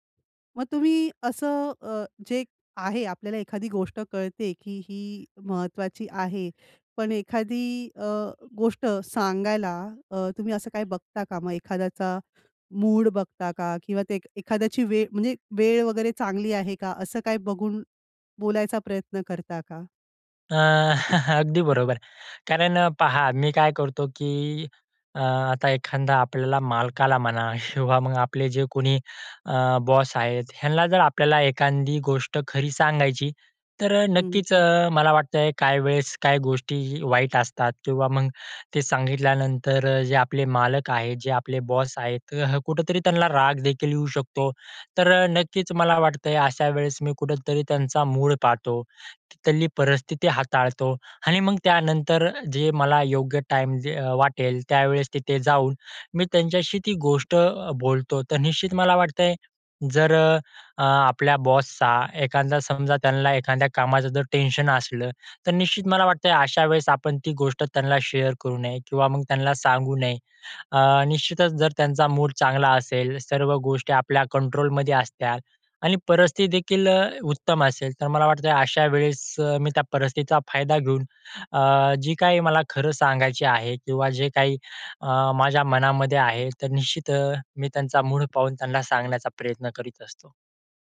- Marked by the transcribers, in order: tapping; chuckle; "एखादा" said as "एखांदा"; "एखादी" said as "एखांदी"; "एखादा" said as "एखांदा"; "एखाद्या" said as "एखांद्या"; in English: "शेअर"
- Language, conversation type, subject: Marathi, podcast, कामाच्या ठिकाणी नेहमी खरं बोलावं का, की काही प्रसंगी टाळावं?